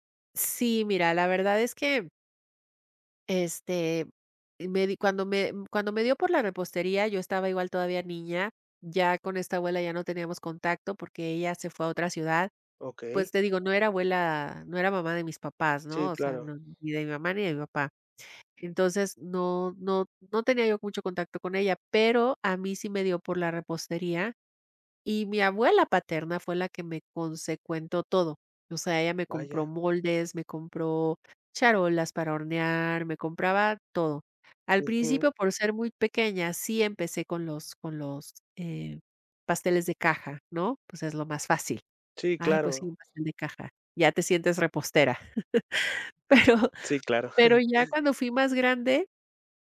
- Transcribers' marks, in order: other noise; chuckle
- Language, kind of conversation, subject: Spanish, podcast, ¿Cuál es tu recuerdo culinario favorito de la infancia?